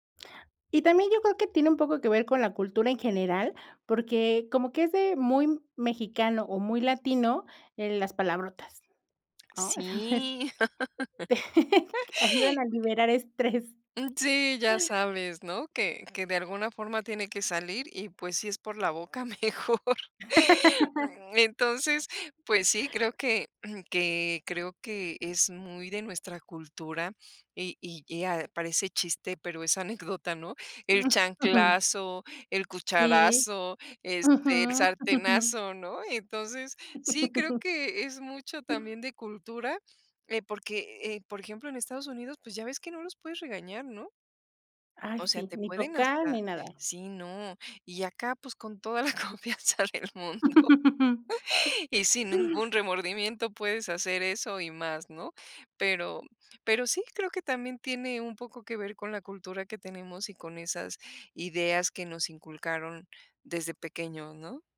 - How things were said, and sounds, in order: laughing while speaking: "entonces"; laugh; laugh; laughing while speaking: "mejor"; throat clearing; laughing while speaking: "anécdota"; laugh; chuckle; laugh; laughing while speaking: "la confianza del mundo"; laugh
- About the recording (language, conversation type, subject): Spanish, podcast, ¿Cómo te hablas a ti mismo después de equivocarte?